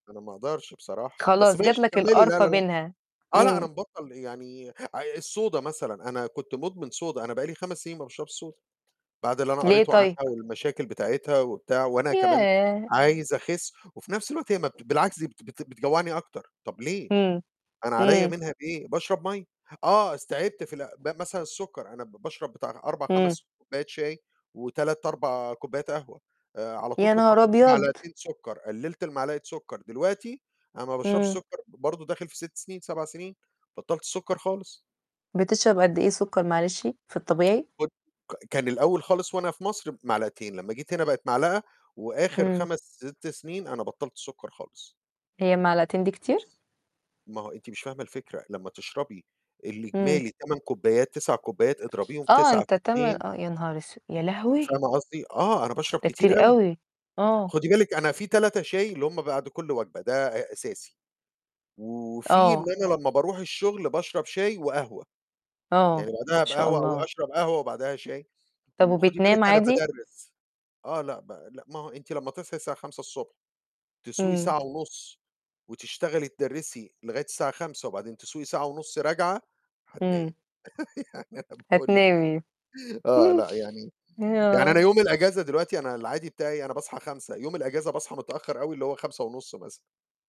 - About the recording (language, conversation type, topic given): Arabic, unstructured, إيه دور الأكل في لَمّة العيلة؟
- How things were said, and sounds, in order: tapping; in English: "الSoda"; in English: "soda"; in English: "soda"; distorted speech; other noise; laugh; laughing while speaking: "يعني أنا باقول لِك"; chuckle